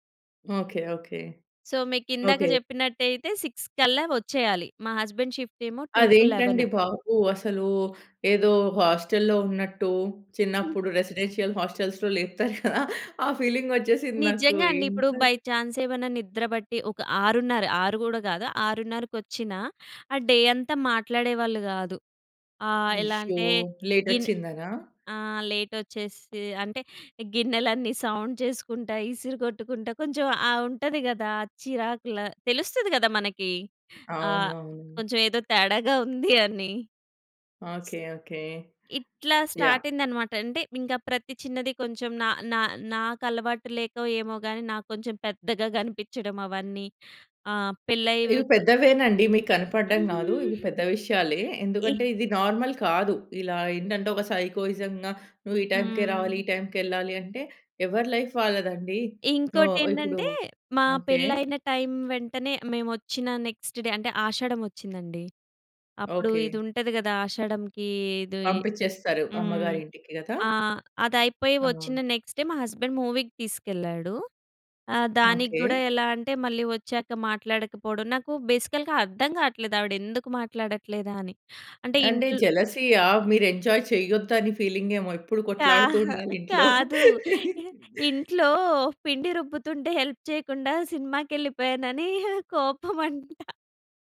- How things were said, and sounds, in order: in English: "సో"; in English: "సిక్స్"; in English: "హస్బండ్ షిఫ్ట్ టూ టు లెవెన్"; other background noise; in English: "రెసిడెన్షియల్ హాస్టల్స్‌లో"; giggle; chuckle; in English: "బై ఛాన్స్"; in English: "డే"; in English: "సౌండ్"; in English: "స్టార్ట్"; giggle; in English: "నార్మల్"; in English: "సైకోయిజం‌గా"; in English: "లైఫ్"; in English: "నెక్స్ట్ డే"; tapping; in English: "నెక్స్ట్ డే"; in English: "హస్బెండ్ మూవీకి"; in English: "బేసికల్‌గా"; in English: "ఎంజాయ్"; laughing while speaking: "కా కాదు. ఇంట్లో పిండి రుబ్బుతుంటే హెల్ప్ చేయకుండా సినిమాకెళ్ళిపోయానని కోపం అంటా"; laugh; in English: "హెల్ప్"
- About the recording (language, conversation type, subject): Telugu, podcast, మీ కుటుంబంలో ప్రతి రోజు జరిగే ఆచారాలు ఏమిటి?